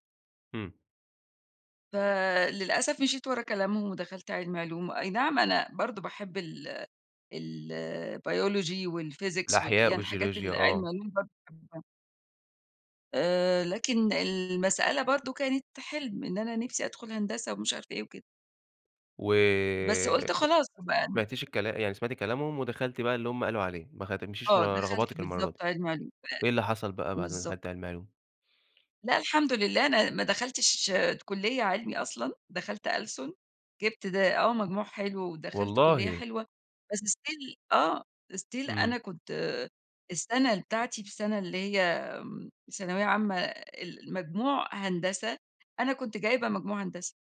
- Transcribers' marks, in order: in English: "still"; in English: "still"
- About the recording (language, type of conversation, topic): Arabic, podcast, إيه التجربة اللي خلّتك تسمع لنفسك الأول؟